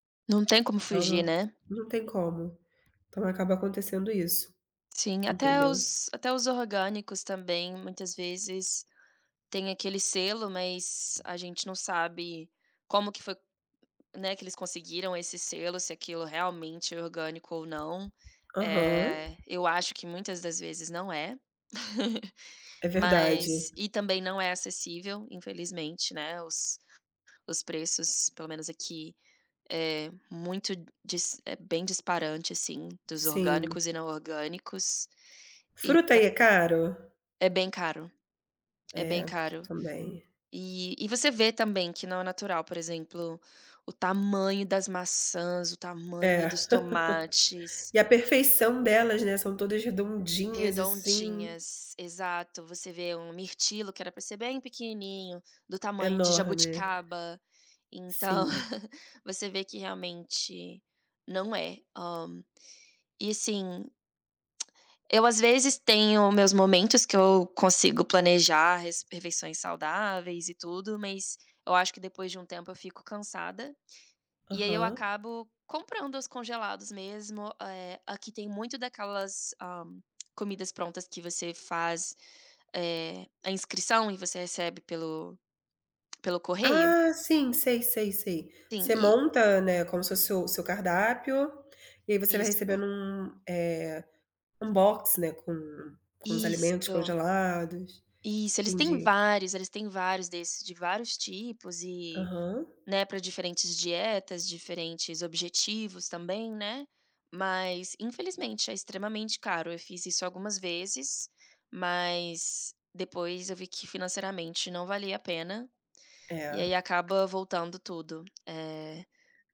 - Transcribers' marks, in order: tapping; chuckle; laugh; chuckle; tongue click; in English: "box"
- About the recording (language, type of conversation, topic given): Portuguese, unstructured, Qual é a sua receita favorita para um jantar rápido e saudável?